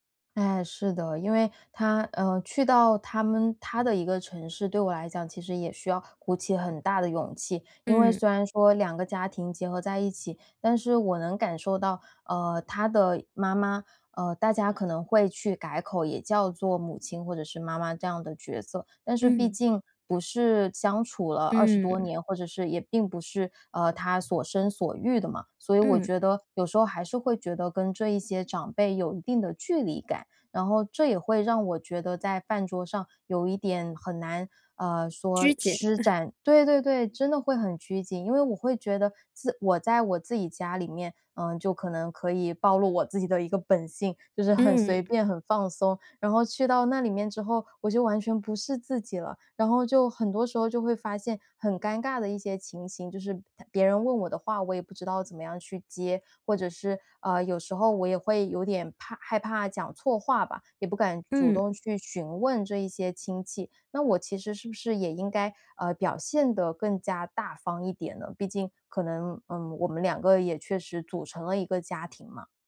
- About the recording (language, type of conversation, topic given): Chinese, advice, 聚会中出现尴尬时，我该怎么做才能让气氛更轻松自然？
- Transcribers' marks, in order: chuckle